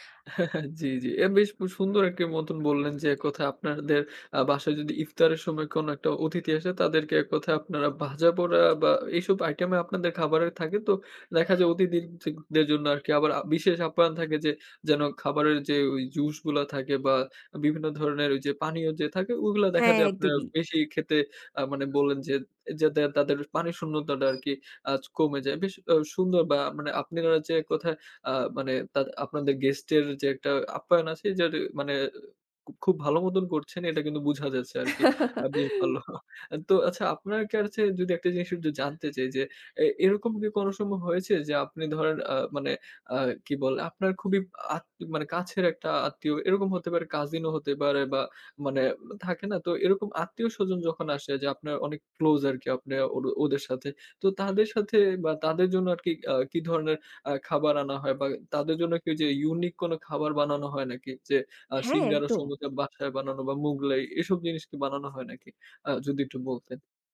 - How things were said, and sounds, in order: chuckle; horn; giggle; chuckle; other background noise; in English: "unique"
- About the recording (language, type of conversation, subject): Bengali, podcast, আপনি অতিথিদের জন্য কী ধরনের খাবার আনতে পছন্দ করেন?